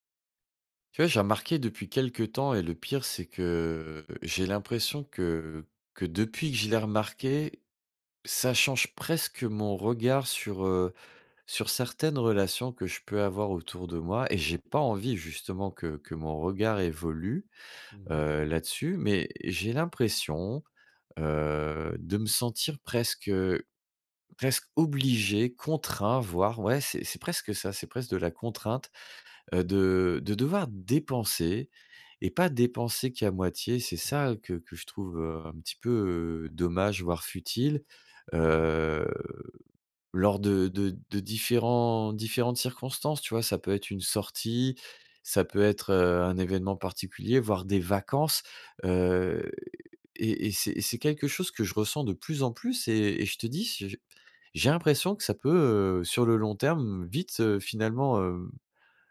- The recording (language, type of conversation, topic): French, advice, Comment gérer la pression sociale pour dépenser lors d’événements et de sorties ?
- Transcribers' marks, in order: drawn out: "que"; drawn out: "heu"; stressed: "vacances"